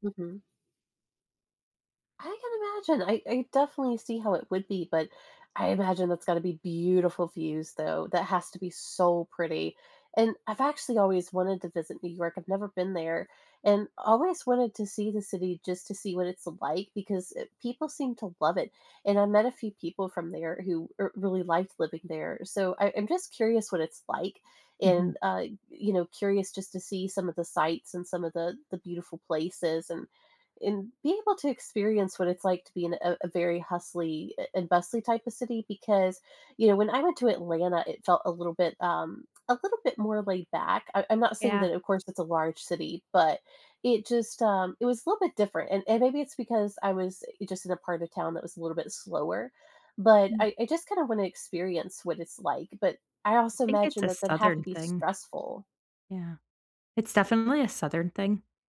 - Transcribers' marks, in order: tapping
- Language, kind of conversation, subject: English, unstructured, How can I use nature to improve my mental health?